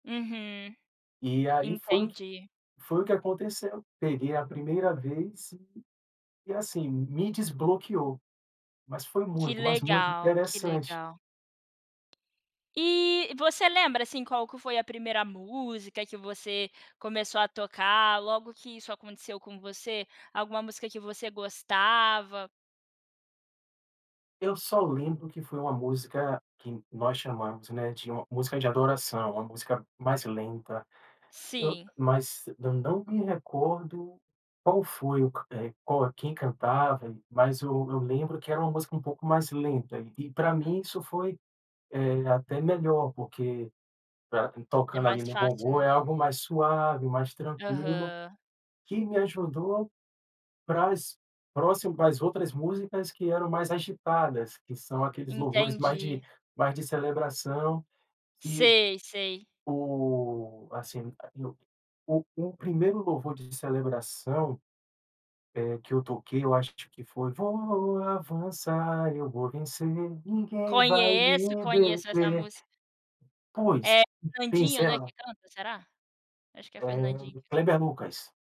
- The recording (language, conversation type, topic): Portuguese, podcast, Como você começou a aprender um instrumento musical novo?
- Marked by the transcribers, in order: tapping; other background noise; singing: "Voa vou avançar, eu vou vencer, ninguém vai me deter"; other noise